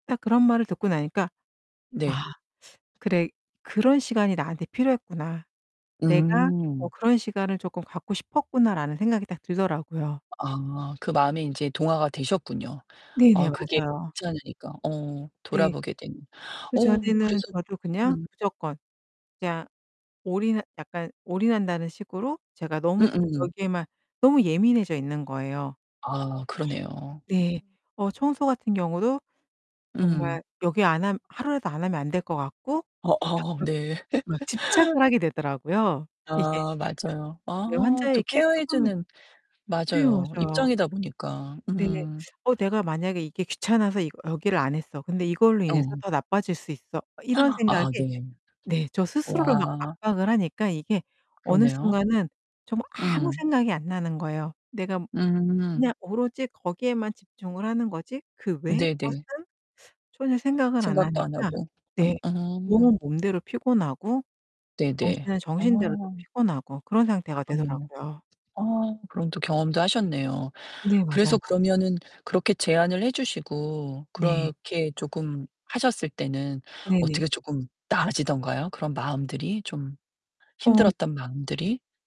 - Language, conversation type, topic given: Korean, podcast, 번아웃을 예방하려면 무엇을 해야 할까요?
- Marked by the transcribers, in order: other background noise; distorted speech; laugh; static; gasp